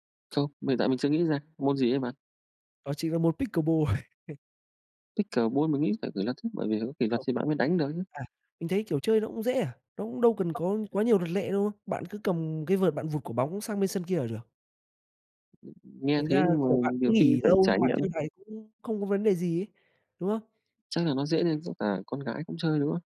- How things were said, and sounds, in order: chuckle; tapping; other noise; other background noise
- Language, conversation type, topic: Vietnamese, unstructured, Bạn đã từng có trải nghiệm đáng nhớ nào khi chơi thể thao không?